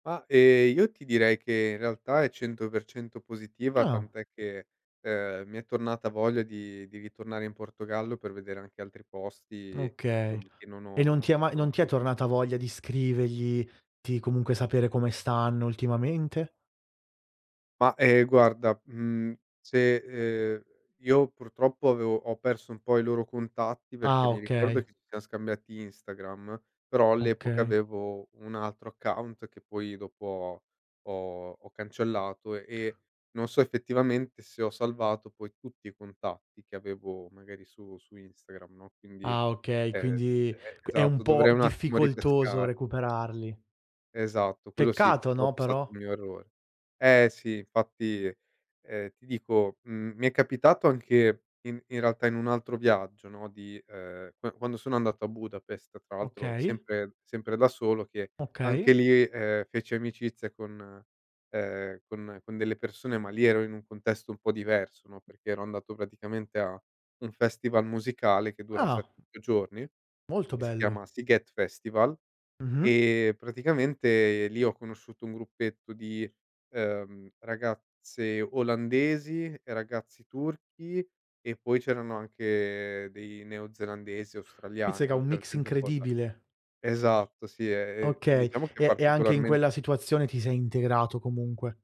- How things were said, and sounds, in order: tapping; other background noise
- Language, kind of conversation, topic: Italian, podcast, Qual è un incontro fatto in viaggio che non dimenticherai mai?